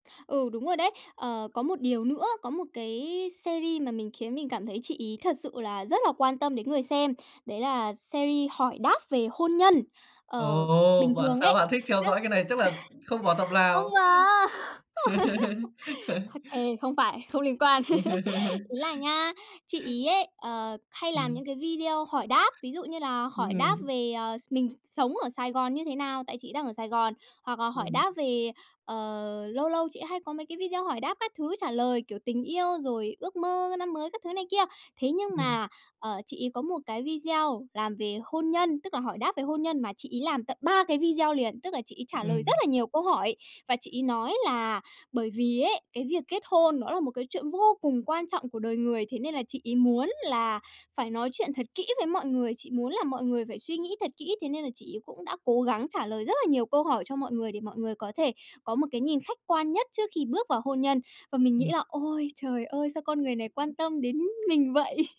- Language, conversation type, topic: Vietnamese, podcast, Ai là biểu tượng phong cách mà bạn ngưỡng mộ nhất?
- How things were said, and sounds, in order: in English: "series"; tapping; in English: "series"; other background noise; chuckle; laughing while speaking: "Không mà. Không"; laugh; laughing while speaking: "quan"; laugh; laughing while speaking: "vậy?"